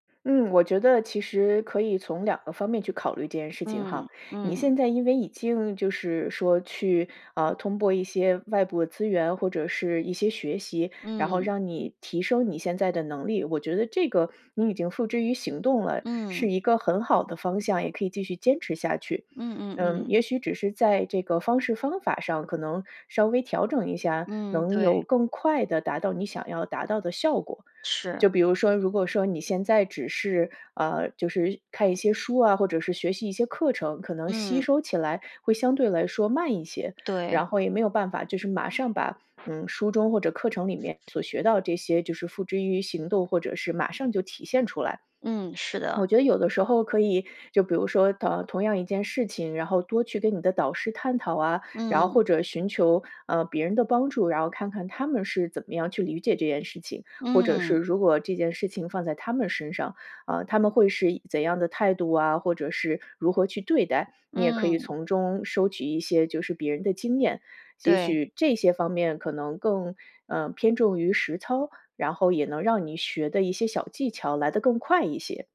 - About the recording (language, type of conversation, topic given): Chinese, advice, 我定的目标太高，觉得不现实又很沮丧，该怎么办？
- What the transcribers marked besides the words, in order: other background noise